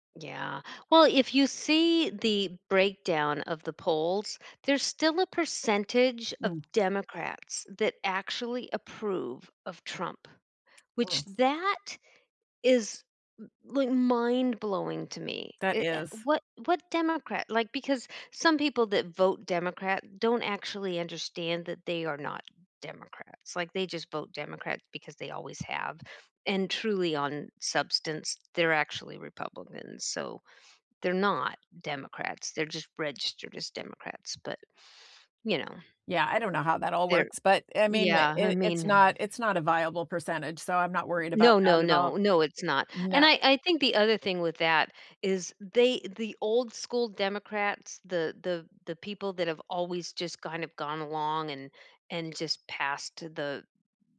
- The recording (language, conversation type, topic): English, unstructured, How does diversity shape the place where you live?
- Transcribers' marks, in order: other background noise; tapping; unintelligible speech